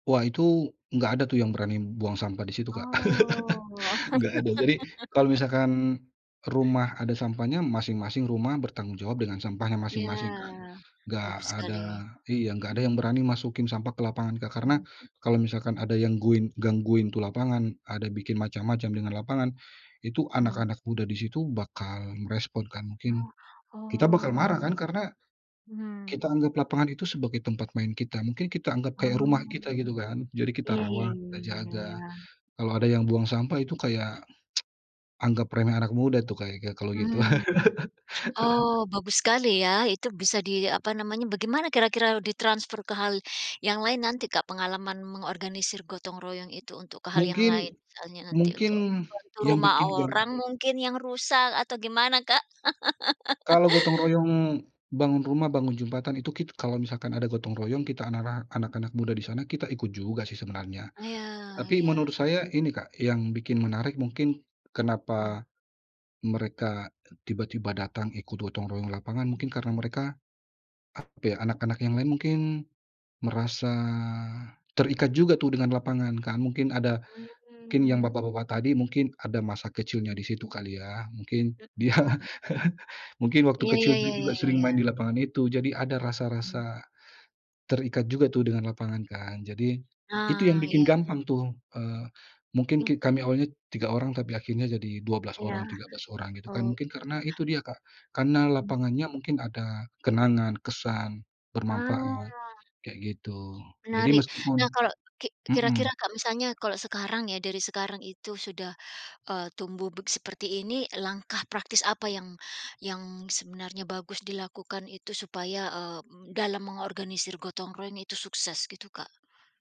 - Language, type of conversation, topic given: Indonesian, podcast, Bisakah kamu menceritakan pengalamanmu saat mengoordinasikan kegiatan gotong royong?
- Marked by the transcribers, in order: drawn out: "Oh"; chuckle; drawn out: "oh"; other background noise; tsk; chuckle; chuckle; laughing while speaking: "dia"; chuckle; tapping